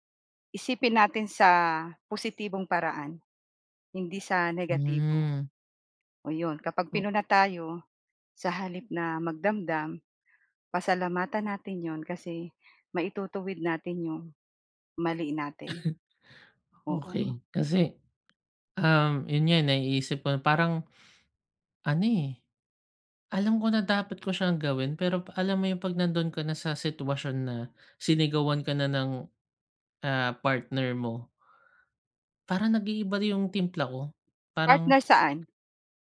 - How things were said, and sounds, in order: throat clearing
- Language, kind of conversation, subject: Filipino, advice, Paano ko tatanggapin ang konstruktibong puna nang hindi nasasaktan at matuto mula rito?